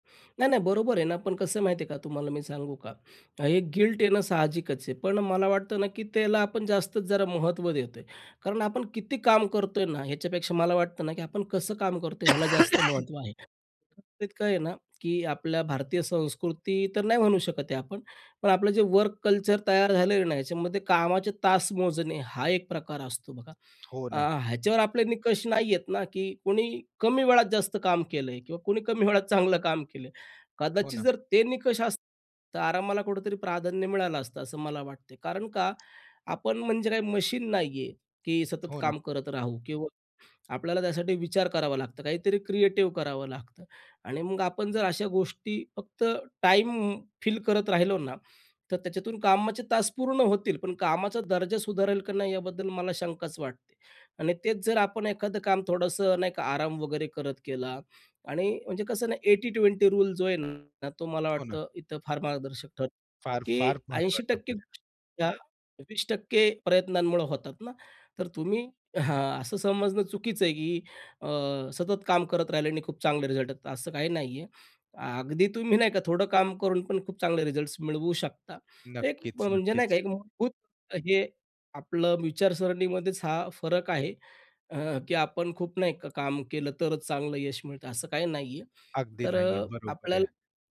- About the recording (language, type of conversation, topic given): Marathi, podcast, आराम करताना दोषी वाटू नये यासाठी तुम्ही काय करता?
- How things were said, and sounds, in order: in English: "गिल्ट"; cough; other background noise; tapping; laughing while speaking: "कमी वेळात चांगलं काम केलं आहे"